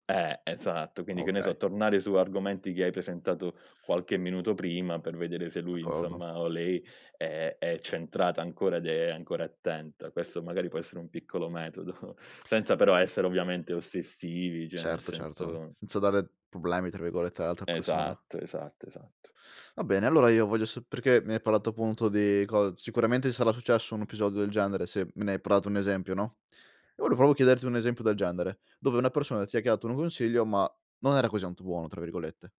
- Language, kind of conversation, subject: Italian, podcast, Come riconosci un consiglio utile da uno inutile?
- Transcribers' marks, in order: "volevo" said as "voe"; "proprio" said as "propo"; "tanto" said as "anto"